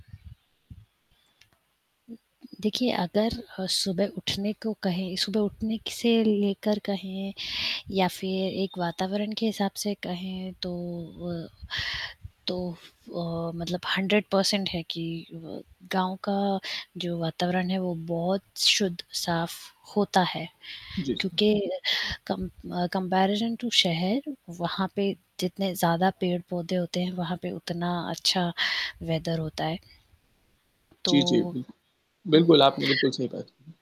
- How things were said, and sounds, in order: static; in English: "हंड्रेड पर्सेंट"; in English: "कंपैरिज़न टू"; in English: "वेदर"; other background noise
- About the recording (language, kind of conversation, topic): Hindi, unstructured, आप सुबह जल्दी उठना पसंद करते हैं या देर तक सोना?
- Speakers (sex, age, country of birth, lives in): female, 30-34, India, India; male, 25-29, India, India